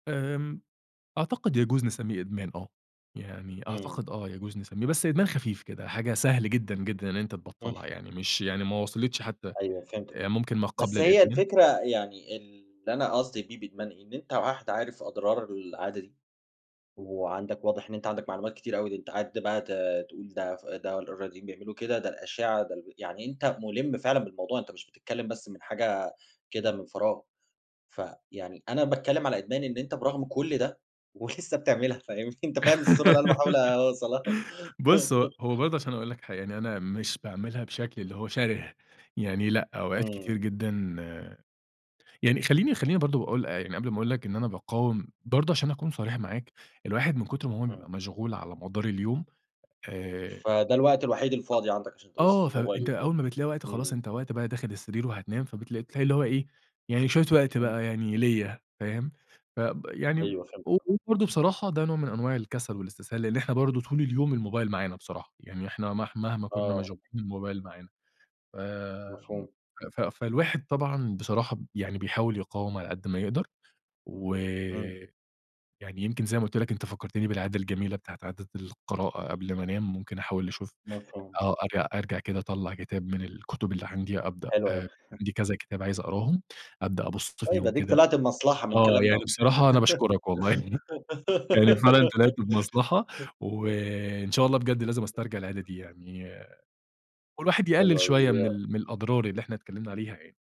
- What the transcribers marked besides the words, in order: chuckle; laughing while speaking: "ولسّه بتعملها، فاهمني؟ أنتَ فاهم الصورة اللي أنا باحاول أوصلها؟"; giggle; chuckle; laughing while speaking: "يعني"; giggle; other background noise
- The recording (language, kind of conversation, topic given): Arabic, podcast, إيه دور الموبايل عندك قبل ما تنام؟